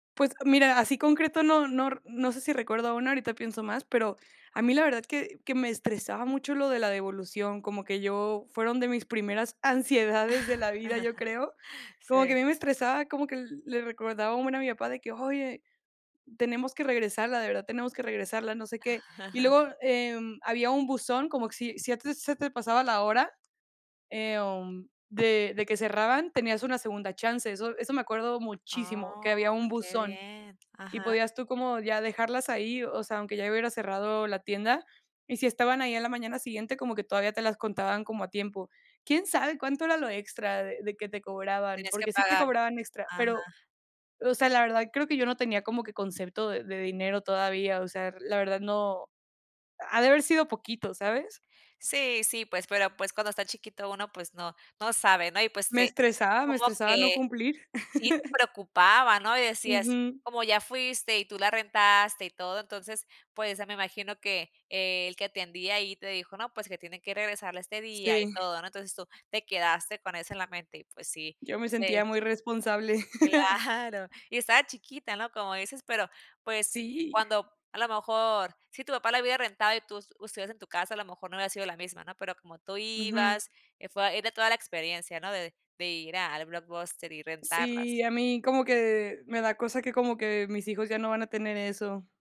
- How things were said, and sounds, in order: laugh; chuckle; laugh; drawn out: "Claro"; chuckle
- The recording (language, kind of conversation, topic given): Spanish, podcast, ¿Qué recuerdas de cuando ibas al videoclub a alquilar películas?